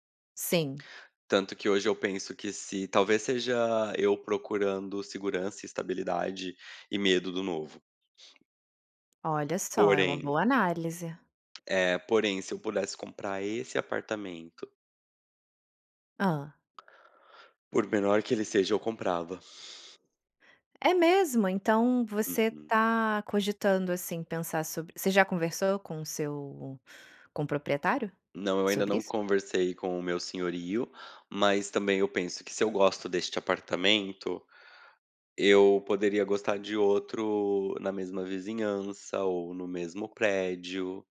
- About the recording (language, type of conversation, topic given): Portuguese, advice, Devo comprar uma casa própria ou continuar morando de aluguel?
- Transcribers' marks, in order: tapping